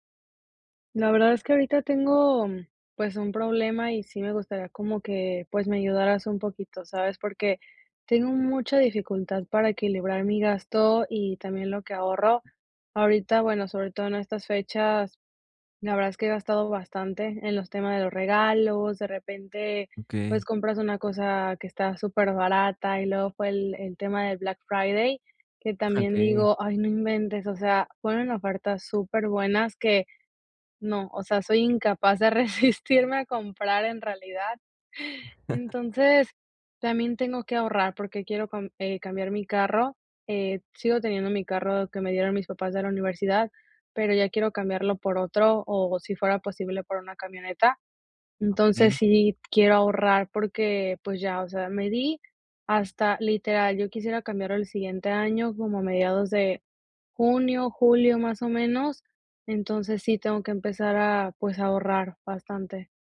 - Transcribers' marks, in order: laughing while speaking: "Okey"; laughing while speaking: "resistirme a comprar en realidad"; chuckle
- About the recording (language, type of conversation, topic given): Spanish, advice, ¿Cómo puedo equilibrar mis gastos y mi ahorro cada mes?